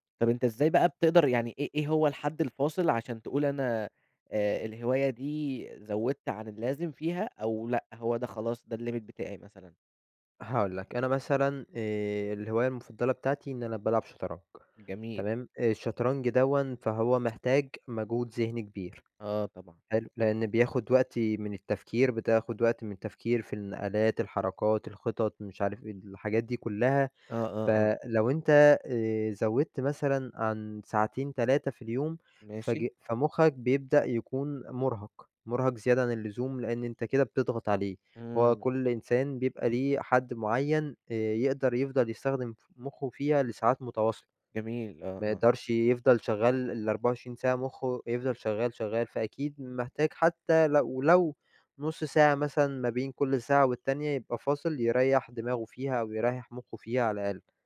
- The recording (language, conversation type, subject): Arabic, podcast, هل الهواية بتأثر على صحتك الجسدية أو النفسية؟
- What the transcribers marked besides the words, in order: in English: "الlimit"; other background noise; tapping